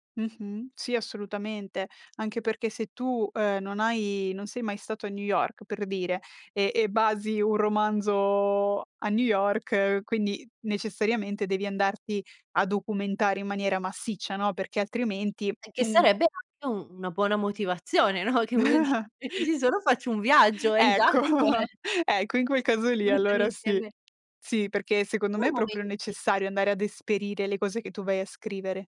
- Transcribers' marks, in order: laughing while speaking: "no"; chuckle; laughing while speaking: "Ecco"; chuckle; laughing while speaking: "eh"; unintelligible speech; tapping; unintelligible speech
- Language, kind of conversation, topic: Italian, podcast, Qual è il tuo processo per sviluppare una storia dall'inizio alla fine?